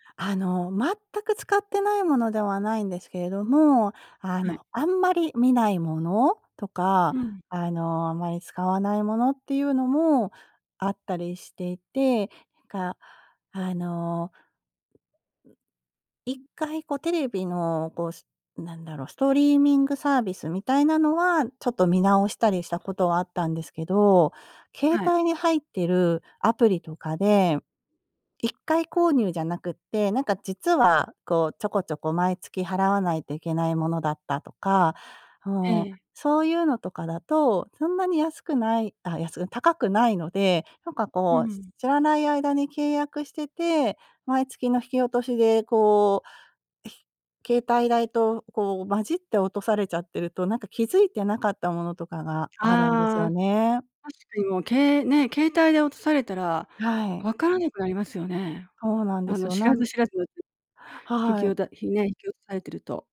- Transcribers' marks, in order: other background noise; other noise
- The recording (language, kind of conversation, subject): Japanese, advice, 毎月の定額サービスの支出が増えているのが気になるのですが、どう見直せばよいですか？